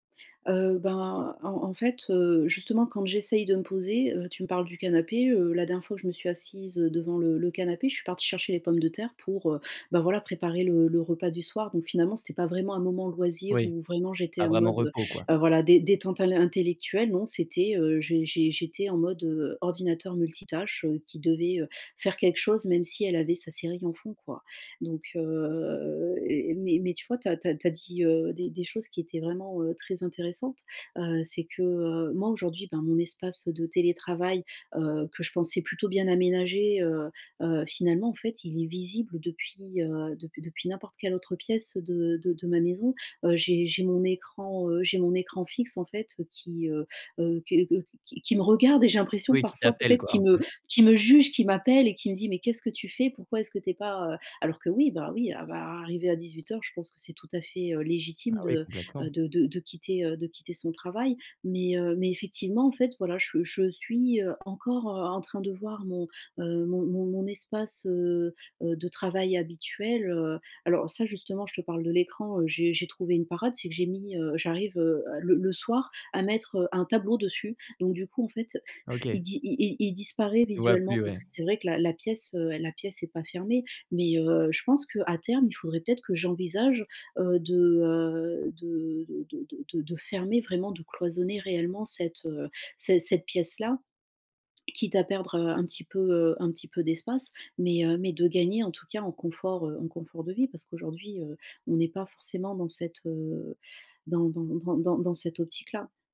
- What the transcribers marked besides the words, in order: tapping; other background noise
- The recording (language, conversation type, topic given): French, advice, Comment puis-je vraiment me détendre chez moi ?